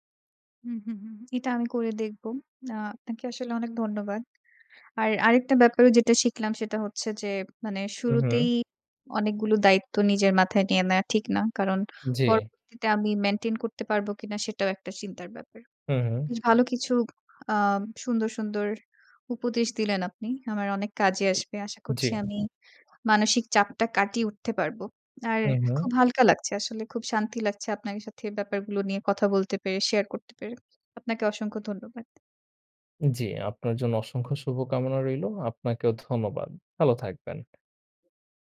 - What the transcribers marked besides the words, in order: other background noise; tapping; trusting: "আর খুব হালকা লাগছে আসলে … শেয়ার করতে পেরে"
- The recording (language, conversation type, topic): Bengali, advice, পরিবার ও কাজের ভারসাম্য নষ্ট হওয়ার ফলে আপনার মানসিক চাপ কীভাবে বেড়েছে?